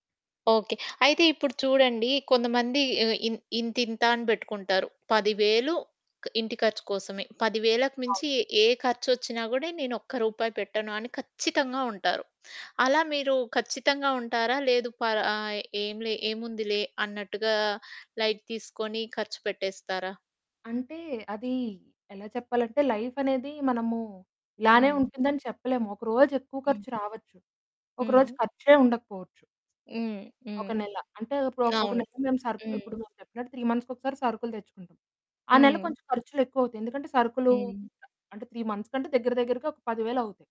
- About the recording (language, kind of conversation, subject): Telugu, podcast, మీరు ఇంటి ఖర్చులను ఎలా ప్రణాళిక చేసుకుంటారు?
- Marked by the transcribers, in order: stressed: "ఖచ్చితంగా"; in English: "లైట్"; static; in English: "త్రీ మంత్స్"; in English: "త్రీ మంత్స్‌కి"